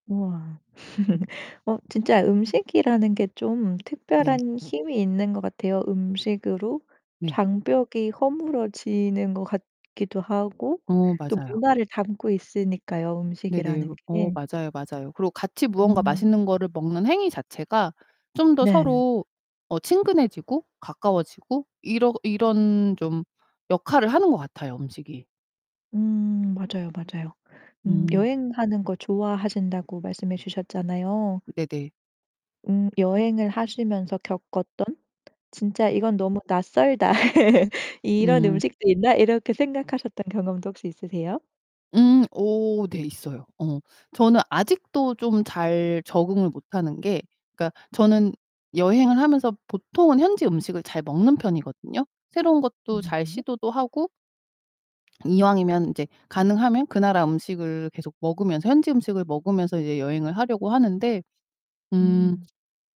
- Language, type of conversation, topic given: Korean, podcast, 여행 중에 음식을 계기로 누군가와 친해진 경험을 들려주실 수 있나요?
- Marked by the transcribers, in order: laugh; other background noise; distorted speech; laugh; tapping